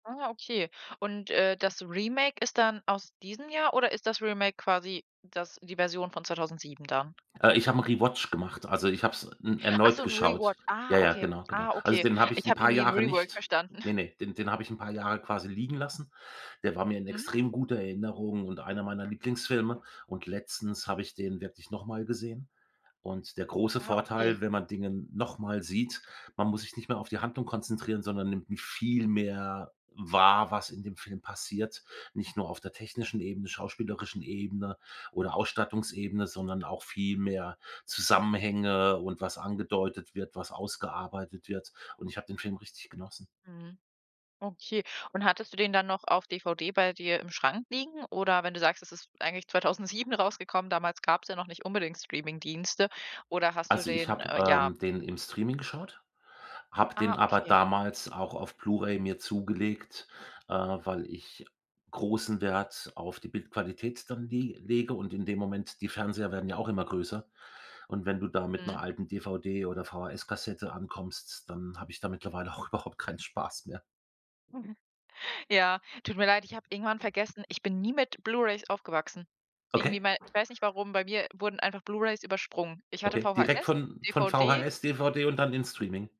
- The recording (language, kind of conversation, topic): German, podcast, Erzähl mal von einem Film, der dich zum Nachdenken gebracht hat.
- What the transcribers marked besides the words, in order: in English: "Remake"; in English: "Remake"; in English: "Rewatch"; in English: "Rewatch"; in English: "Rework"; other background noise; snort; laughing while speaking: "auch überhaupt keinen Spaß mehr"; chuckle